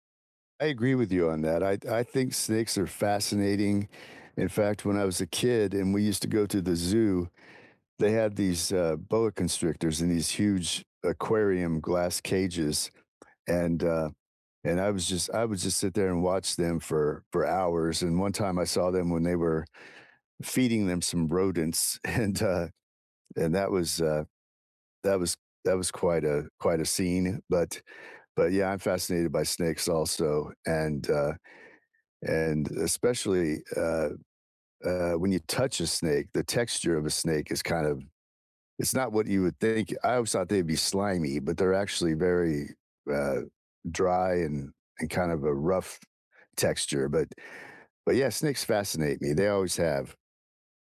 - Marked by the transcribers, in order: laughing while speaking: "and, uh"
- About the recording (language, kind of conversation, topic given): English, unstructured, What makes pets such good companions?